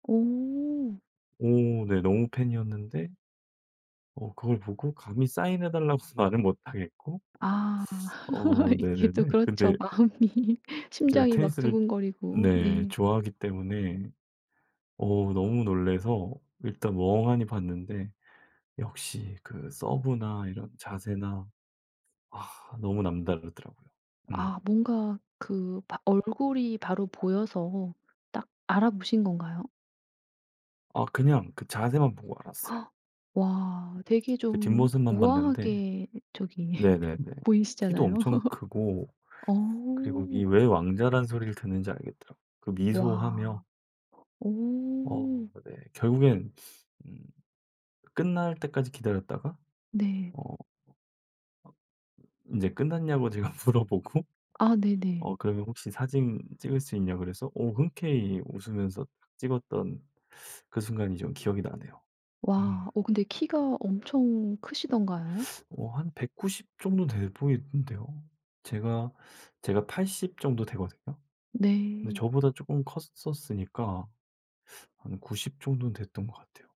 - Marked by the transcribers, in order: laughing while speaking: "말은 못 하겠고"; laugh; laughing while speaking: "이게 또 그렇죠 마음이"; other background noise; gasp; laughing while speaking: "저기"; laugh; laughing while speaking: "제가 물어보고"; tapping
- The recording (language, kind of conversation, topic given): Korean, podcast, 해외에서 만난 사람 중 가장 기억에 남는 사람은 누구인가요? 왜 그렇게 기억에 남는지도 알려주세요?